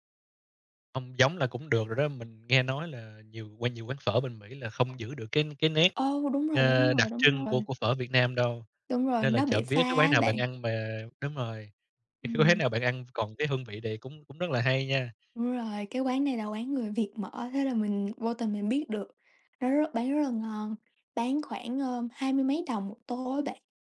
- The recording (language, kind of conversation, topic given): Vietnamese, unstructured, Món ăn nào bạn từng thử nhưng không thể nuốt được?
- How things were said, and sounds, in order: other background noise; laughing while speaking: "cái quán"